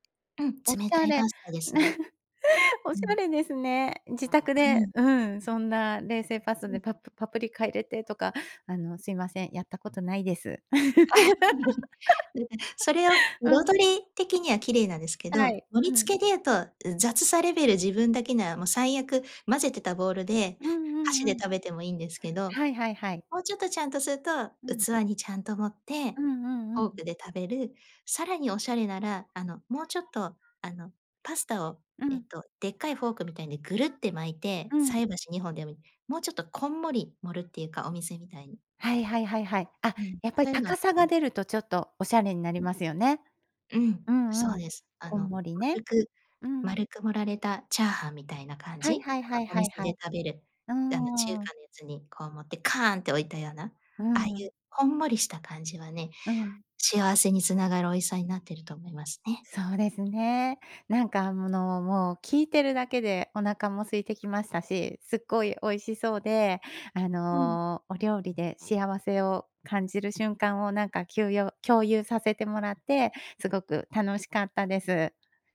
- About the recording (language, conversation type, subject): Japanese, podcast, 料理で一番幸せを感じる瞬間は？
- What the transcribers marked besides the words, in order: "パスタ" said as "パス"; other background noise; laugh; other noise